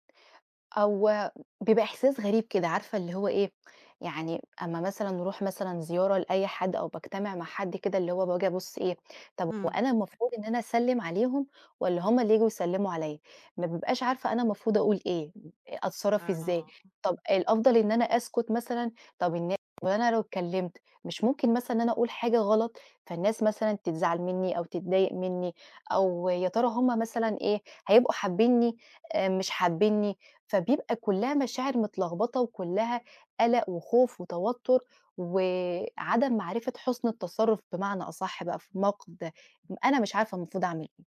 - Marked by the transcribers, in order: other noise
- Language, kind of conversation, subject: Arabic, advice, إزاي أقدر أتغلب على خوفي من إني أقرّب من الناس وافتَح كلام مع ناس ماعرفهمش؟